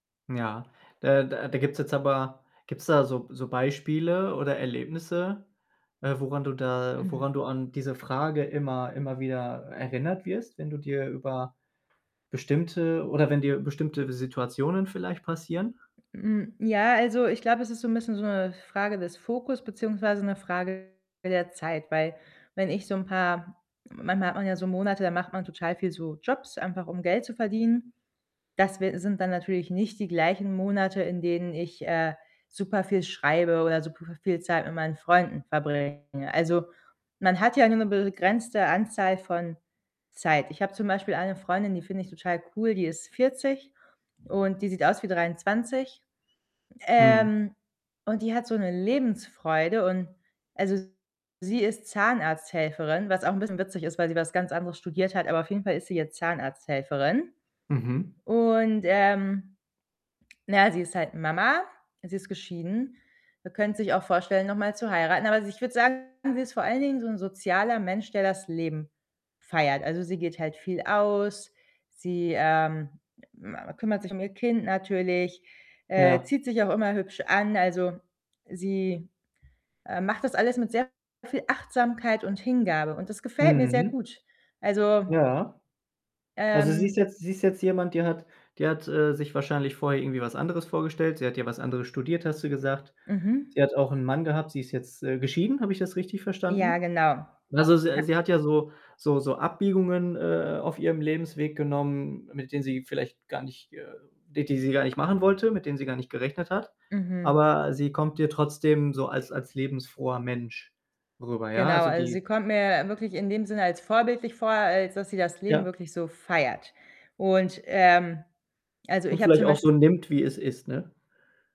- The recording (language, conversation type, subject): German, advice, Wie möchte ich in Erinnerung bleiben und was gibt meinem Leben Sinn?
- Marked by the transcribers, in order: tapping; static; distorted speech; other background noise